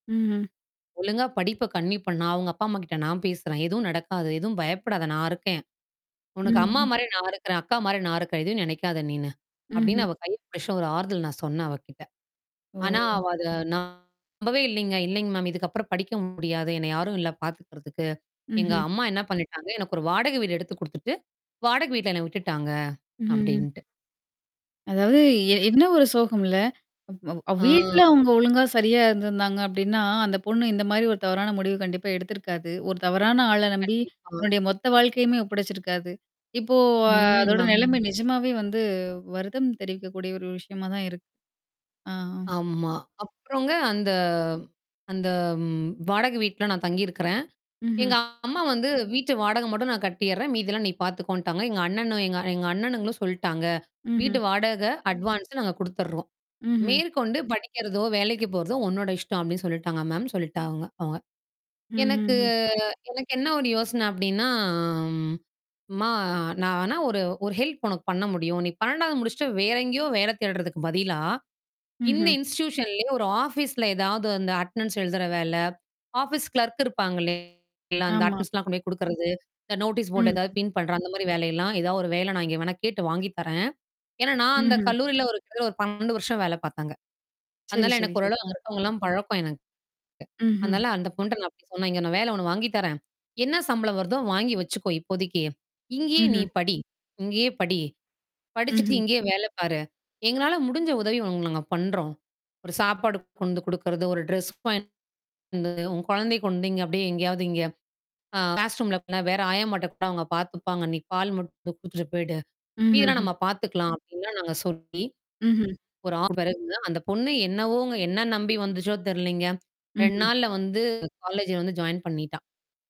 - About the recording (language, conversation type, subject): Tamil, podcast, ஒருவர் சோகமாகப் பேசும்போது அவர்களுக்கு ஆதரவாக நீங்கள் என்ன சொல்வீர்கள்?
- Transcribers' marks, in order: in English: "கன்டினியூ"; distorted speech; other noise; drawn out: "ஆ"; drawn out: "ம்"; drawn out: "இப்போ"; unintelligible speech; in English: "அட்வான்ஸ்"; drawn out: "எனக்கு"; drawn out: "அப்பிடின்னா"; in English: "ஹெல்ப்"; in English: "இன்ஸ்டிட்யூஷன்லேய"; in English: "அட்டெண்டன்ஸ்"; in English: "ஆஃபீஸ் கிளார்க்"; in English: "நோட்டீஸ் போர்ட்ல"; in English: "பின்"; "உங்களுக்கு" said as "உங்கள்"; in English: "டிரஸ்"; unintelligible speech; in English: "பேஸ்ட்"; unintelligible speech; unintelligible speech